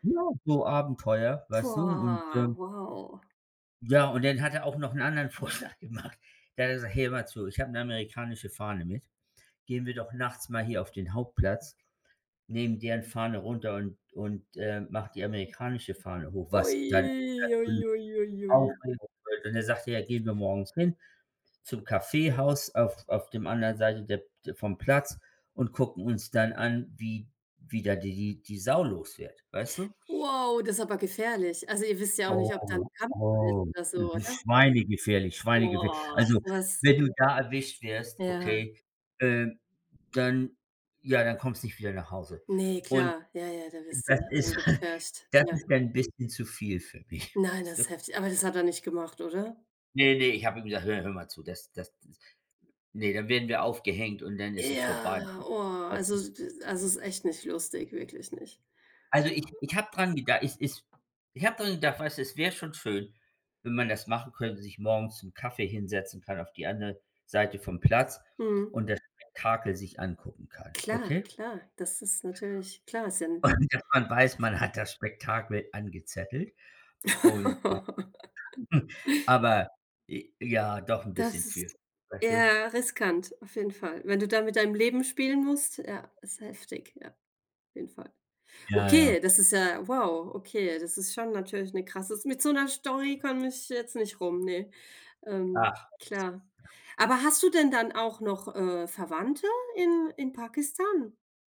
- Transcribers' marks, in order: drawn out: "Boah"; laughing while speaking: "Vorschlag gemacht"; other background noise; drawn out: "Ui"; unintelligible speech; surprised: "Wow"; chuckle; laughing while speaking: "mich"; tapping; surprised: "Ja"; other noise; laughing while speaking: "Und"; unintelligible speech; laugh; snort
- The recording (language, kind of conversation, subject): German, unstructured, Was bedeutet für dich Abenteuer beim Reisen?